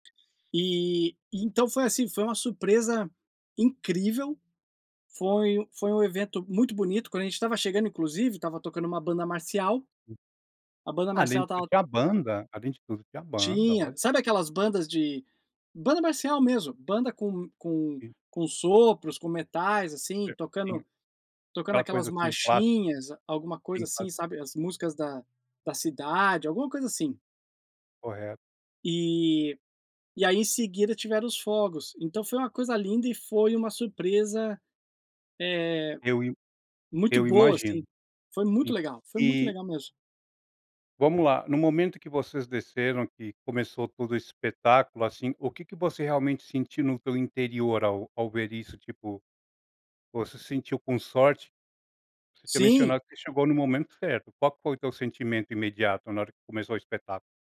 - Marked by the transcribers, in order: other background noise; other noise
- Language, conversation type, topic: Portuguese, podcast, Você já descobriu algo inesperado enquanto procurava o caminho?